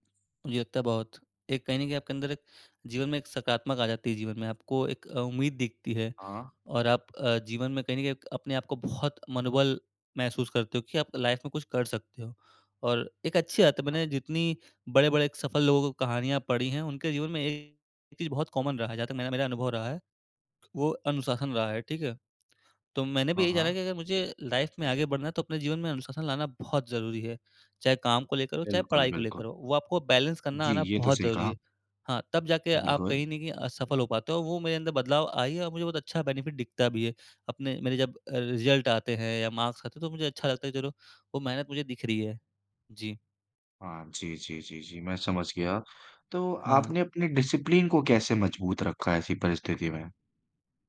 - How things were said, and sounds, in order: in English: "लाइफ"; "बात" said as "आत"; in English: "कॉमन"; in English: "लाइफ"; in English: "बैलेंस"; in English: "बेनिफिट"; in English: "रिज़ल्ट"; in English: "मार्क्स"; tapping; in English: "डिसिप्लिन"
- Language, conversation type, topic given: Hindi, podcast, आपने कोई बुरी आदत कैसे छोड़ी, अपना अनुभव साझा करेंगे?